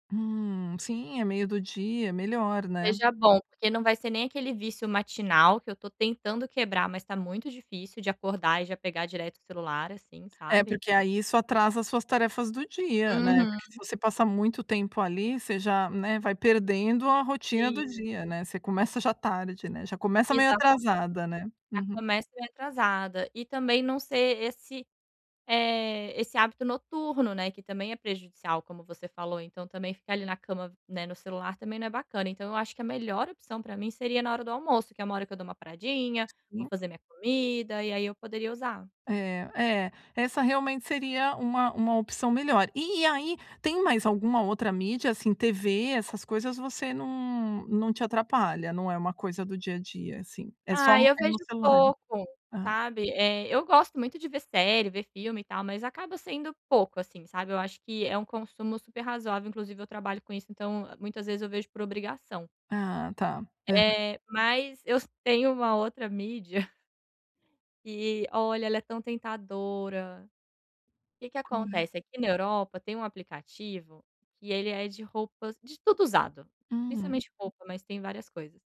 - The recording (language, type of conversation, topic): Portuguese, advice, Como posso limitar o tempo que passo consumindo mídia todos os dias?
- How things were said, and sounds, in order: tapping; laugh